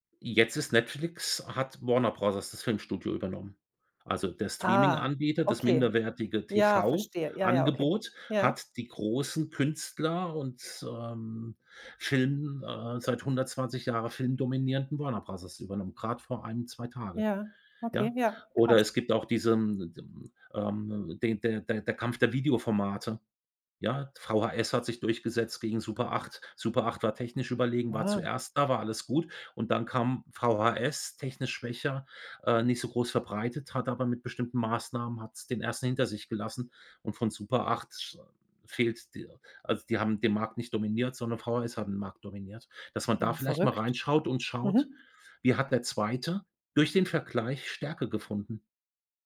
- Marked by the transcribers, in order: none
- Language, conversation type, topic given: German, advice, Wie beeinflusst dich der Vergleich mit anderen beim eigenen Schaffen?